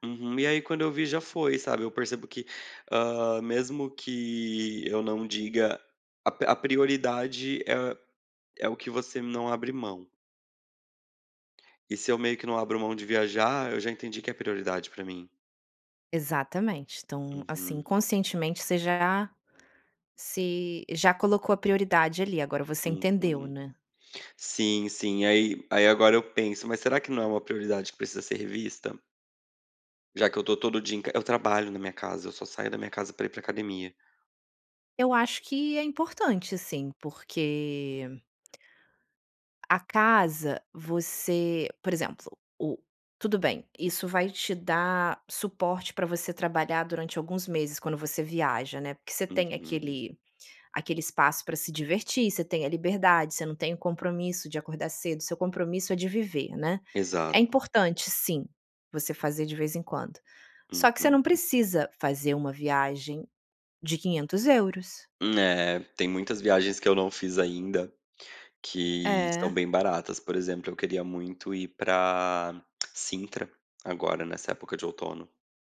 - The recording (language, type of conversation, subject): Portuguese, advice, Devo comprar uma casa própria ou continuar morando de aluguel?
- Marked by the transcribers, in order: lip smack; lip smack